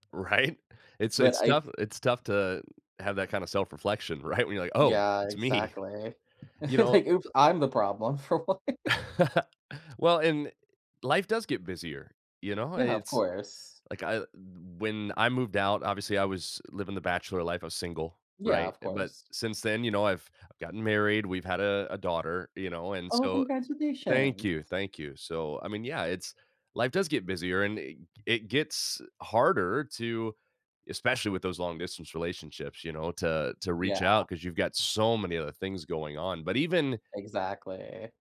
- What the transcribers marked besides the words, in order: laughing while speaking: "Right?"; laughing while speaking: "right"; chuckle; laughing while speaking: "me"; tapping; laughing while speaking: "For what?"; laugh; other background noise; stressed: "so"
- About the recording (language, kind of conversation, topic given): English, unstructured, How do I manage friendships that change as life gets busier?